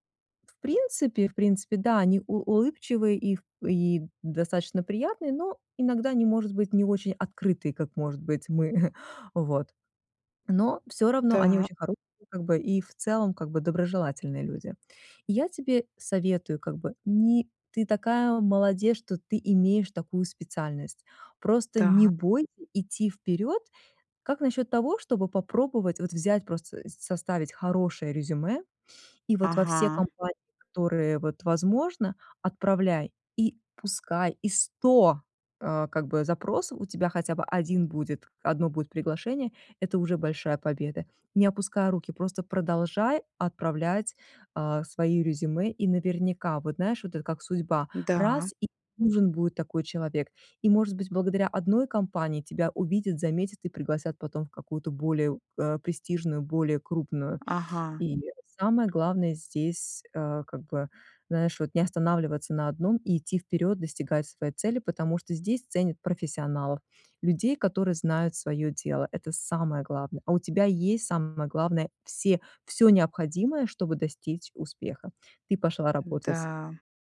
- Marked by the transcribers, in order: tapping; chuckle; stressed: "самое"
- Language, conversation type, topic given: Russian, advice, Как мне отпустить прежние ожидания и принять новую реальность?